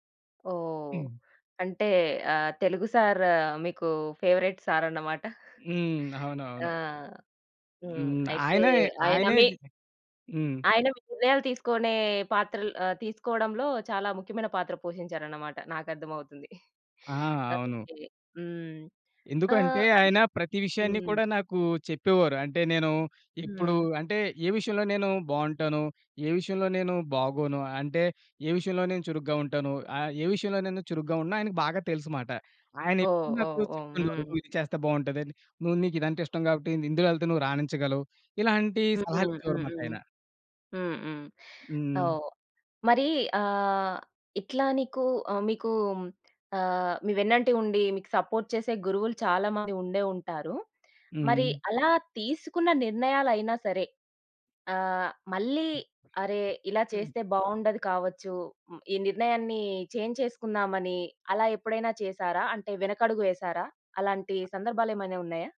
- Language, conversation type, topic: Telugu, podcast, పెద్ద నిర్ణయం తీసుకోవడంలో మీరు ఏమి నేర్చుకున్నారు?
- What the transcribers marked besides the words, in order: in English: "సార్"; in English: "ఫేవరెట్"; chuckle; chuckle; in English: "సపోర్ట్"; in English: "చేంజ్"